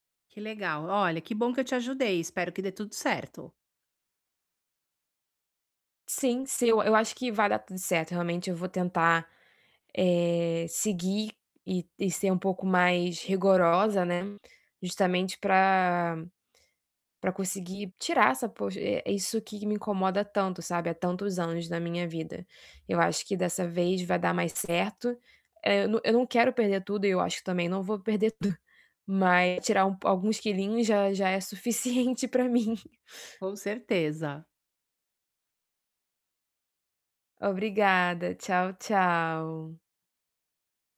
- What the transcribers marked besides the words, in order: distorted speech; laughing while speaking: "suficiente pra mim"
- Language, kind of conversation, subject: Portuguese, advice, Como posso superar a estagnação no meu treino com uma mentalidade e estratégias motivacionais eficazes?